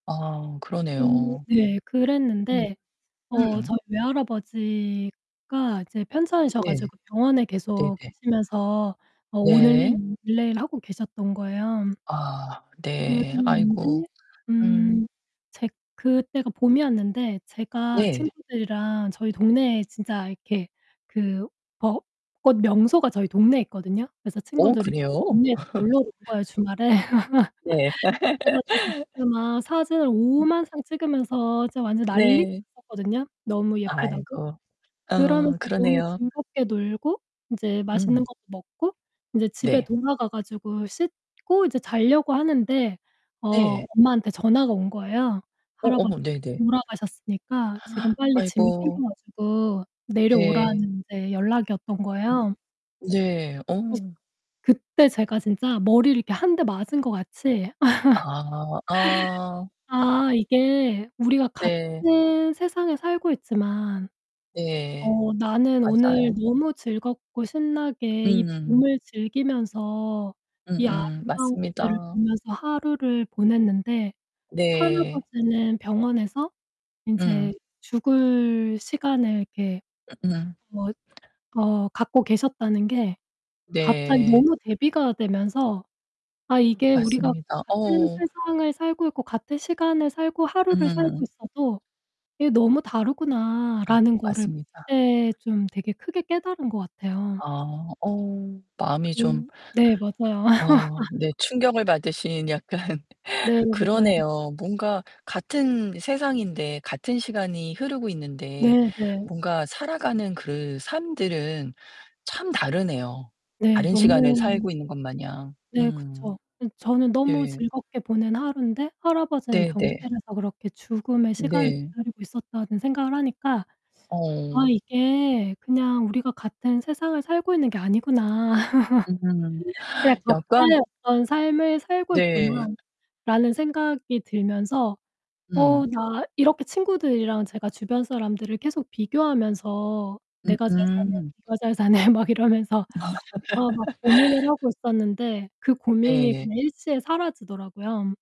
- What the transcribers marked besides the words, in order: distorted speech; other background noise; laugh; gasp; unintelligible speech; laugh; laugh; laughing while speaking: "약간"; teeth sucking; laugh; background speech; laughing while speaking: "사네.'"; laugh
- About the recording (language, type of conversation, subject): Korean, podcast, 남과 비교하지 않으려면 어떤 습관을 들이는 것이 좋을까요?